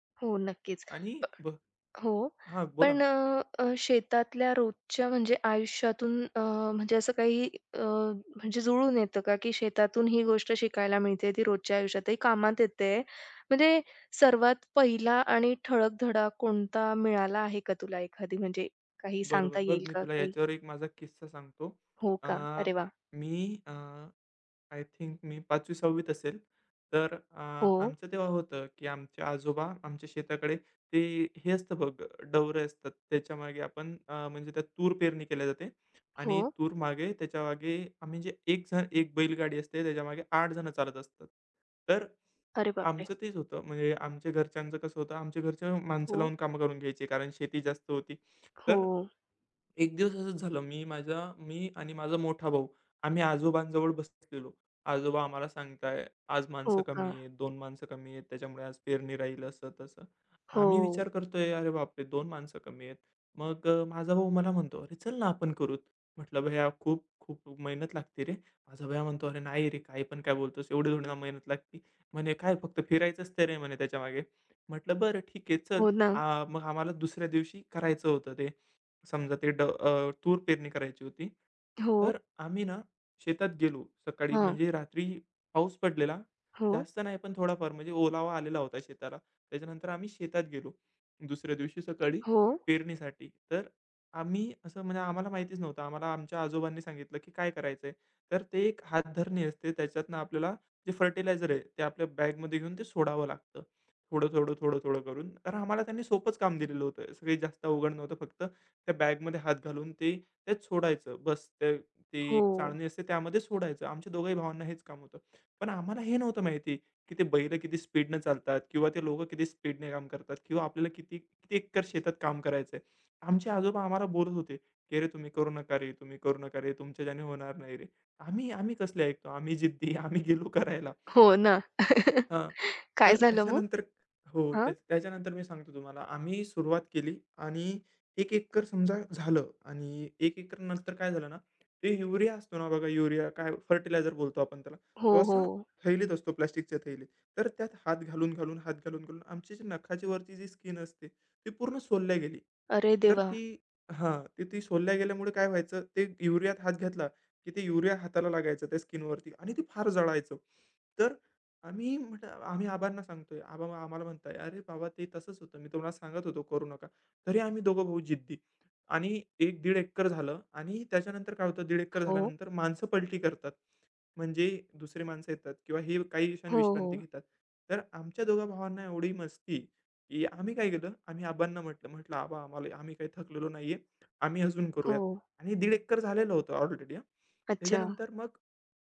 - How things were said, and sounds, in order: tapping; teeth sucking; swallow; other background noise; teeth sucking; laughing while speaking: "आम्ही गेलो करायला"; chuckle; laughing while speaking: "त्याच्यानंतर"
- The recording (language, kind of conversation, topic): Marathi, podcast, शेतात काम करताना तुला सर्वात महत्त्वाचा धडा काय शिकायला मिळाला?